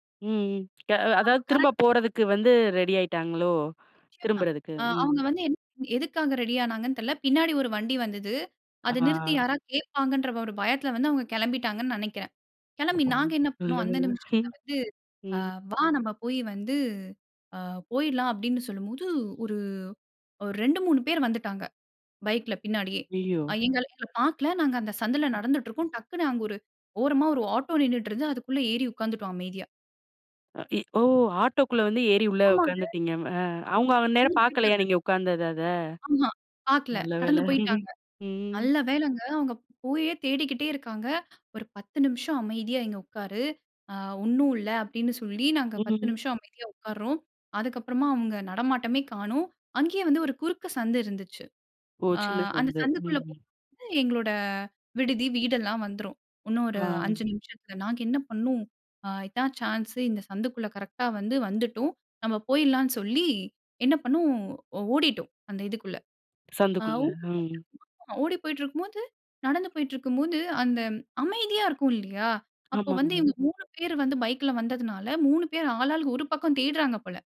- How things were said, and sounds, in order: afraid: "அப்பாடி நல்லவேள"; chuckle; other background noise; tapping; unintelligible speech; chuckle; other noise; unintelligible speech
- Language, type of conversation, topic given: Tamil, podcast, பயத்தை எதிர்த்து நீங்கள் வெற்றி பெற்ற ஒரு சம்பவத்தைப் பகிர்ந்து சொல்ல முடியுமா?